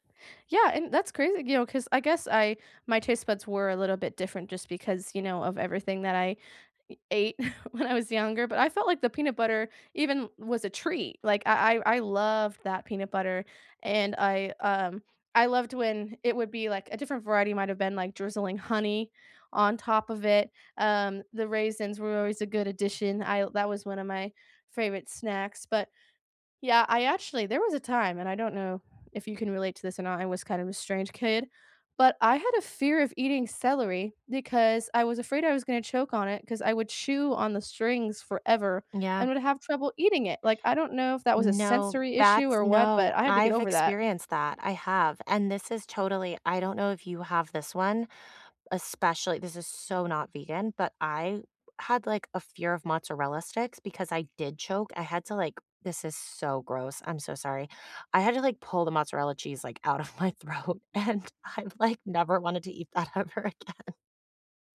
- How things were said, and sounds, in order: chuckle; other background noise; laughing while speaking: "out of my throat, and … that ever again"
- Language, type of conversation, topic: English, unstructured, What food-related memory from your childhood stands out the most?